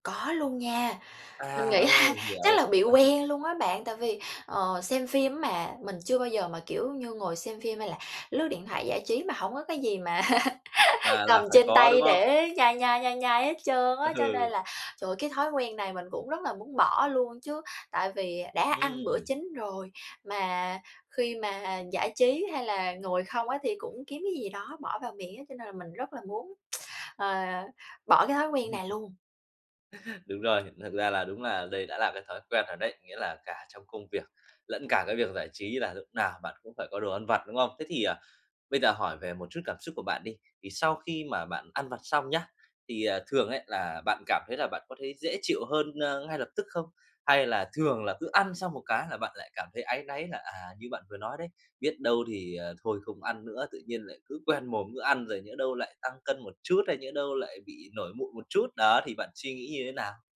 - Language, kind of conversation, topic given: Vietnamese, advice, Làm sao để kiểm soát cơn thèm ăn vặt hằng ngày?
- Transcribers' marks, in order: laughing while speaking: "là"; chuckle; tapping; laughing while speaking: "mà"; laugh; laughing while speaking: "Ừ"; laugh